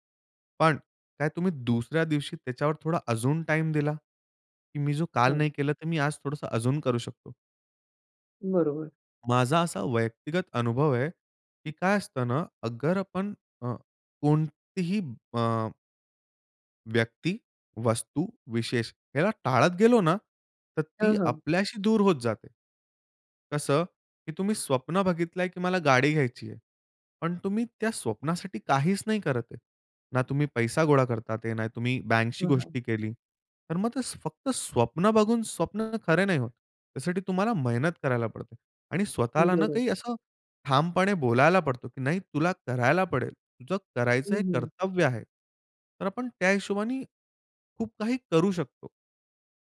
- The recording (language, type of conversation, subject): Marathi, podcast, तुम्ही तुमची कामांची यादी व्यवस्थापित करताना कोणते नियम पाळता?
- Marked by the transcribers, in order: "व्यक्तिगत" said as "वैयक्तिगत"